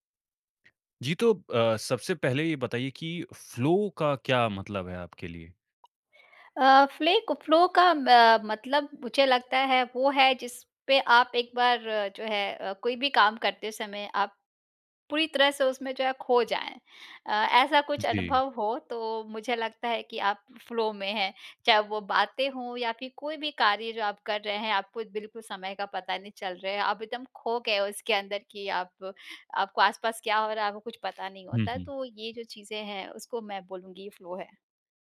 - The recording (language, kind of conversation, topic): Hindi, podcast, आप कैसे पहचानते हैं कि आप गहरे फ्लो में हैं?
- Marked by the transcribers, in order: in English: "फ़्लो"; in English: "फ़्लो"; tapping; in English: "फ़्लो"; other background noise; in English: "फ़्लो"